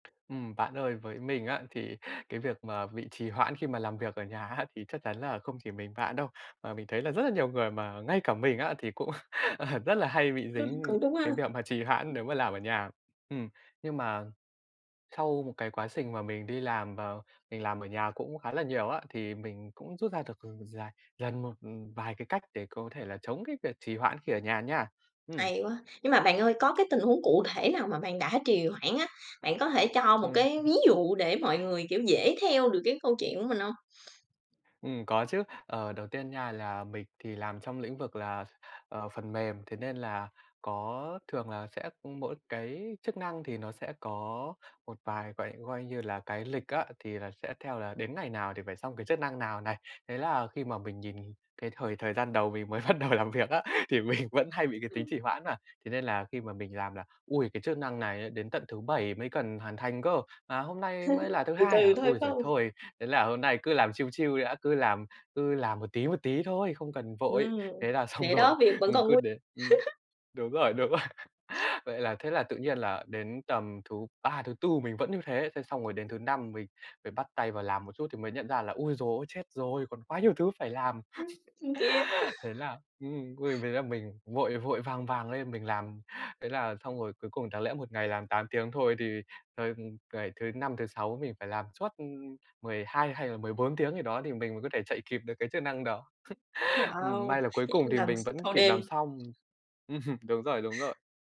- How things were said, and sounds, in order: tapping; laughing while speaking: "nhà á"; laughing while speaking: "cũng, ờ"; laugh; other background noise; unintelligible speech; laugh; "coi" said as "goi"; laughing while speaking: "bắt đầu làm việc á thì mình"; laugh; in English: "chill chill"; laughing while speaking: "xong rồi"; laugh; laughing while speaking: "đúng rồi"; laugh; laugh; laugh; laugh
- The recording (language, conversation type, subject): Vietnamese, podcast, Bạn có mẹo nào để chống trì hoãn khi làm việc ở nhà không?